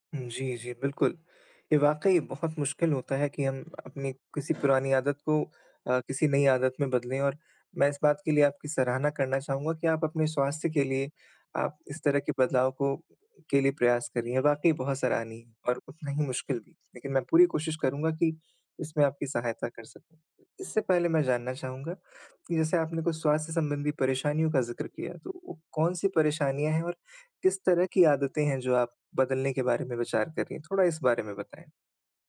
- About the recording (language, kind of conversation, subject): Hindi, advice, पुरानी आदतों को धीरे-धीरे बदलकर नई आदतें कैसे बना सकता/सकती हूँ?
- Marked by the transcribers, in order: other background noise; tapping